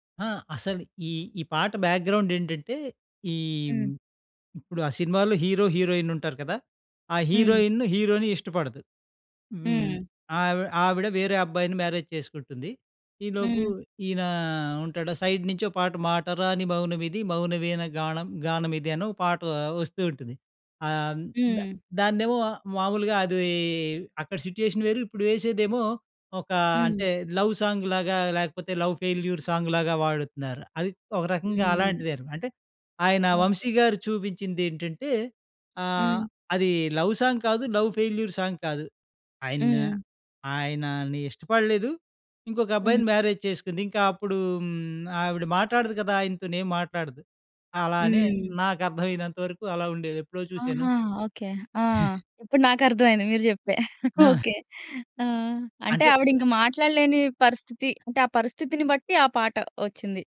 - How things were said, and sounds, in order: in English: "బ్యాక్‌గ్రౌండ్"; other background noise; in English: "హీరో, హీరోయిన్"; in English: "హీరోయిన్ హీరోని"; in English: "మ్యారేజ్"; in English: "సైడ్"; in English: "సిట్యుయేషన్"; in English: "లవ్ సాంగ్"; in English: "లవ్ ఫెయిల్యూర్ సాంగ్"; in English: "లవ్ సాంగ్"; in English: "లవ్ ఫెయిల్యూర్ సాంగ్"; in English: "మ్యారేజ్"; chuckle; laughing while speaking: "ఓకే"; tapping
- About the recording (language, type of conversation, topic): Telugu, podcast, ఒక పాట వింటే మీ చిన్నప్పటి జ్ఞాపకాలు గుర్తుకు వస్తాయా?